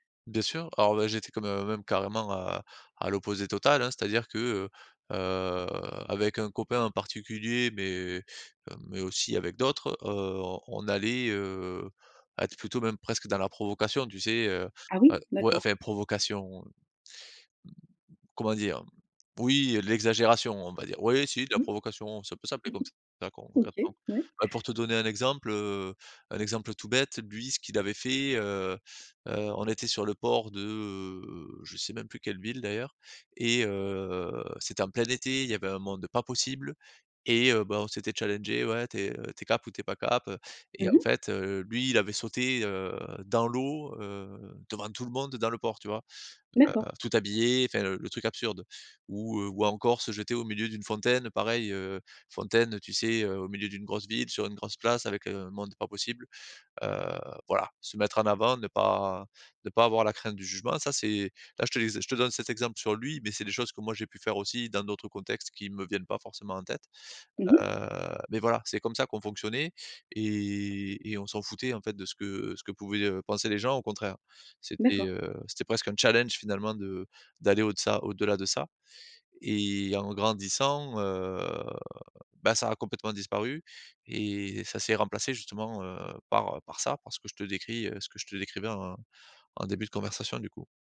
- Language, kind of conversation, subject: French, advice, Comment gérer ma peur d’être jugé par les autres ?
- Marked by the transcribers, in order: drawn out: "heu"; chuckle; inhale; drawn out: "heu"; drawn out: "heu"